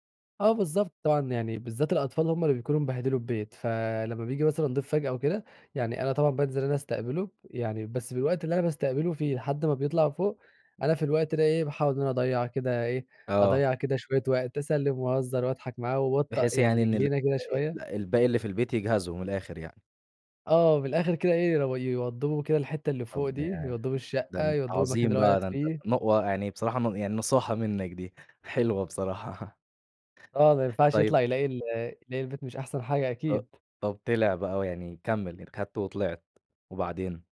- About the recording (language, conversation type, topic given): Arabic, podcast, إيه طقوس الضيافة اللي ما ينفعش تفوت عندكم؟
- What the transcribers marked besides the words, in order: tapping; chuckle